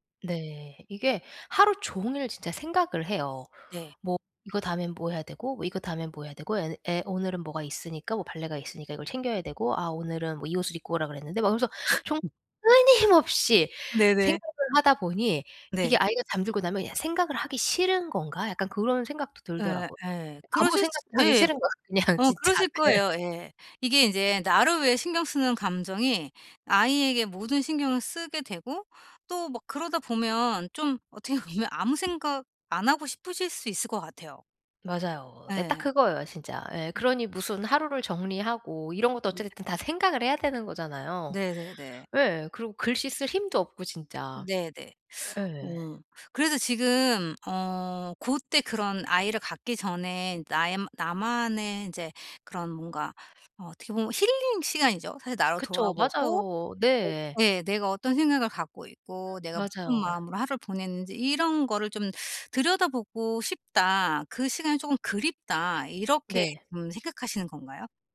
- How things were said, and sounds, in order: laugh; tapping; laughing while speaking: "그냥 진짜. 네"; laughing while speaking: "어떻게 보면"; other background noise; teeth sucking; in English: "힐링"; teeth sucking
- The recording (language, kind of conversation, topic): Korean, advice, 잠들기 전에 마음을 편안하게 정리하려면 어떻게 해야 하나요?